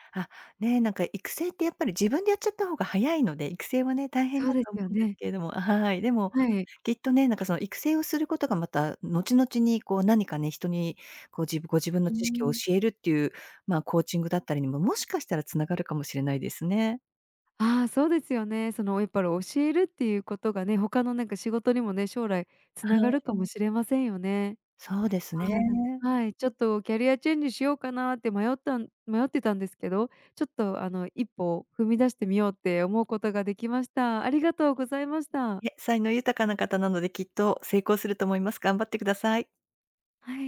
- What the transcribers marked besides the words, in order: unintelligible speech
- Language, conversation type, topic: Japanese, advice, 学び直してキャリアチェンジするかどうか迷っている